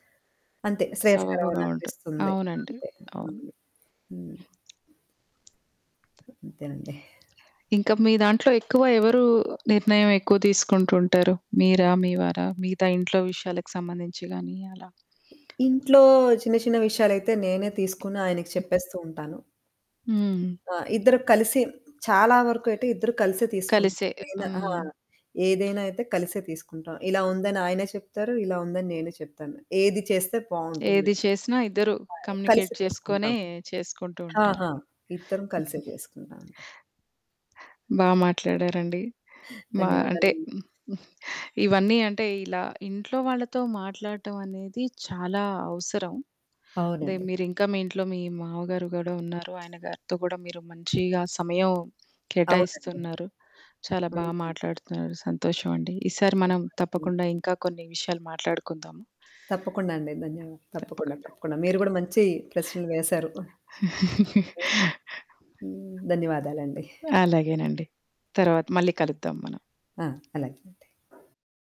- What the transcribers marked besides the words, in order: static; other background noise; distorted speech; tapping; in English: "కమ్యూనికేట్"; chuckle
- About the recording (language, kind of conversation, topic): Telugu, podcast, మీ ఇంట్లో కుటుంబ సభ్యుల మధ్య పరస్పర సంభాషణ ఎలా జరుగుతుంది?
- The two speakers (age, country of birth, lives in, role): 35-39, India, India, guest; 35-39, India, India, host